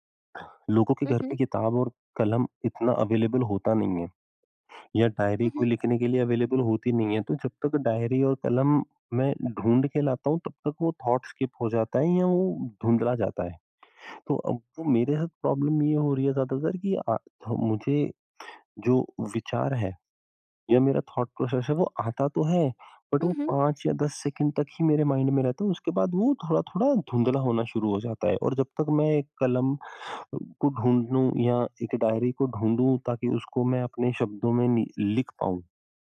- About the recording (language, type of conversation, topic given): Hindi, advice, मैं अपनी रचनात्मक टिप्पणियाँ और विचार व्यवस्थित रूप से कैसे रख सकता/सकती हूँ?
- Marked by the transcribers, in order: in English: "अवेलेबल"; in English: "अवेलेबल"; in English: "थॉट स्किप"; in English: "प्रॉब्लम"; in English: "थॉट प्रोसेस"; in English: "बट"; in English: "माइंड"